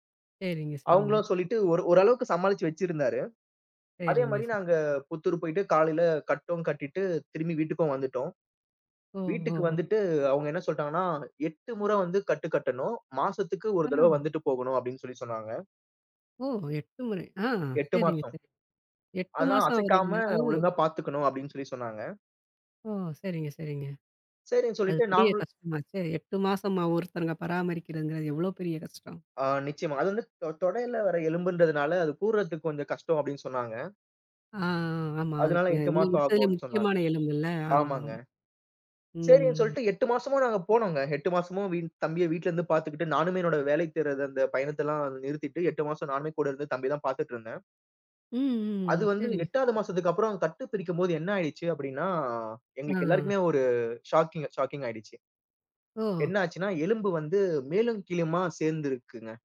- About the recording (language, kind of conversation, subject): Tamil, podcast, உங்கள் உள்ளுணர்வையும் பகுப்பாய்வையும் எப்படிச் சமநிலைப்படுத்துகிறீர்கள்?
- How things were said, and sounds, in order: unintelligible speech; in English: "ஷாக்கிங் ஷாக்கிங்"